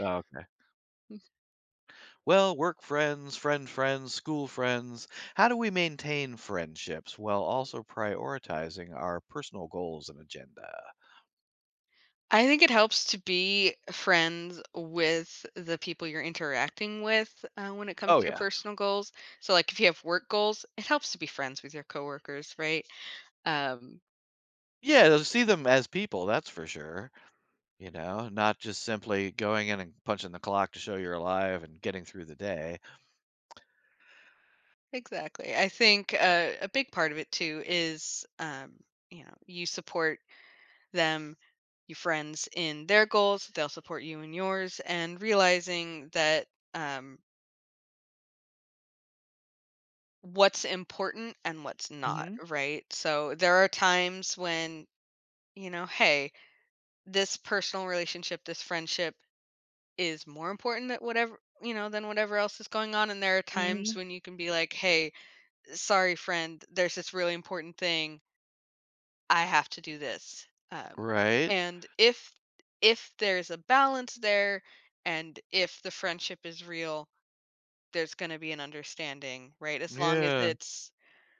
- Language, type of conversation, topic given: English, unstructured, How can friendships be maintained while prioritizing personal goals?
- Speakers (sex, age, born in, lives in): female, 30-34, United States, United States; male, 60-64, United States, United States
- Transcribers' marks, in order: other background noise